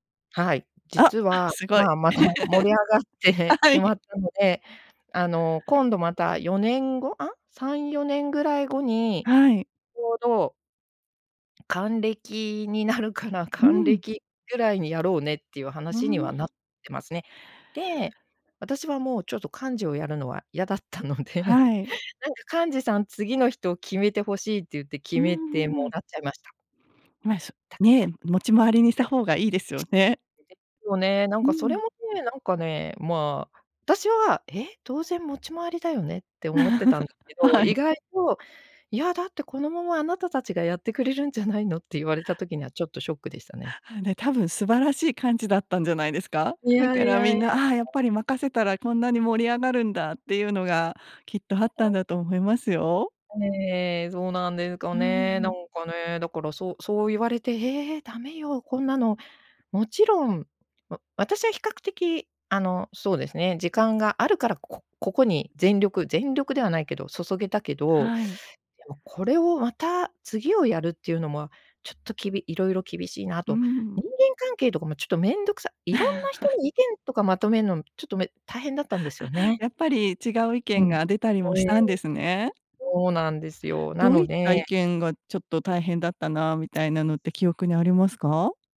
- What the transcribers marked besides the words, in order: other noise; laugh; laughing while speaking: "はい"; laughing while speaking: "嫌だったので"; tapping; chuckle; unintelligible speech; chuckle; other background noise
- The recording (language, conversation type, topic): Japanese, podcast, 長年会わなかった人と再会したときの思い出は何ですか？